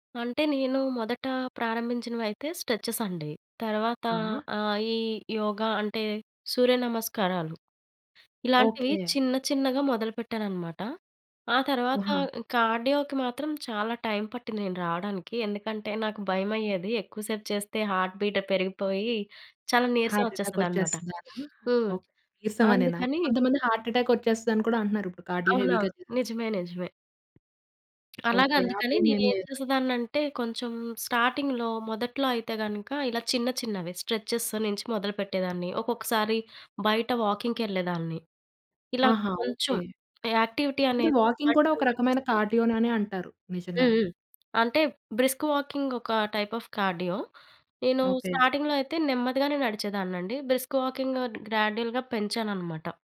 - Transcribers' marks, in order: in English: "స్ట్రెచెస్"; other background noise; in English: "కార్డియోకి"; in English: "టైమ్"; in English: "హార్ట్ బీట్"; in English: "హార్ట్ ఎటాక్"; sniff; in English: "హార్ట్ ఎటాక్"; in English: "కార్డియో హెవీగా"; in English: "స్టార్టింగ్‌లో"; in English: "స్ట్రెచెస్"; tapping; in English: "వాకింగ్‌కెళ్ళేదాన్ని"; in English: "యాక్టివిటీ"; in English: "బాడీకి"; in English: "వాకింగ్"; in English: "బ్రిస్క్ వాకింగ్"; in English: "టైప్ అఫ్ కార్డియో"; in English: "స్టార్టింగ్‌లో"; in English: "బ్రిస్క్ వాకింగ్ గ్రాడ్యుయల్‌గా"
- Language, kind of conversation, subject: Telugu, podcast, రోజూ వ్యాయామాన్ని అలవాటుగా మార్చుకోవడానికి ఏ రీతులు పనిచేస్తాయి?